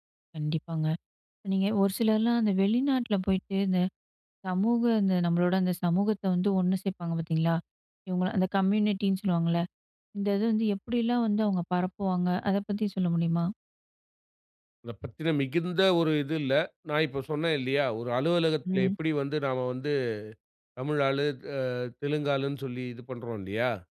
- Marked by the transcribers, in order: in English: "கம்யூனிட்டின்னு"
- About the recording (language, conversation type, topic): Tamil, podcast, மொழி உங்கள் தனிச்சமுதாயத்தை எப்படிக் கட்டமைக்கிறது?